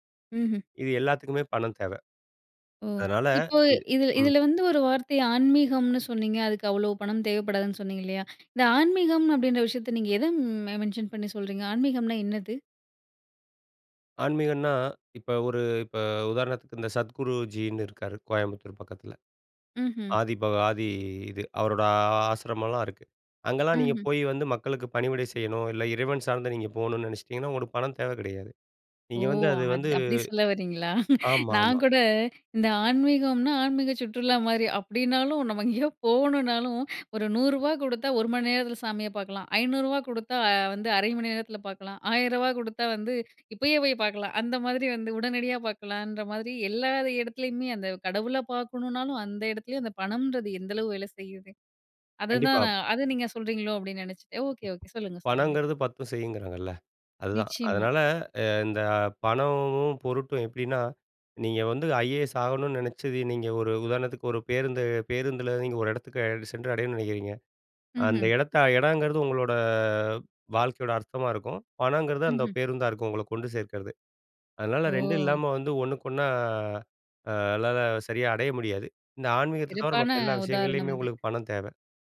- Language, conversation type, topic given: Tamil, podcast, பணம் அல்லது வாழ்க்கையின் அர்த்தம்—உங்களுக்கு எது முக்கியம்?
- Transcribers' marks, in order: other background noise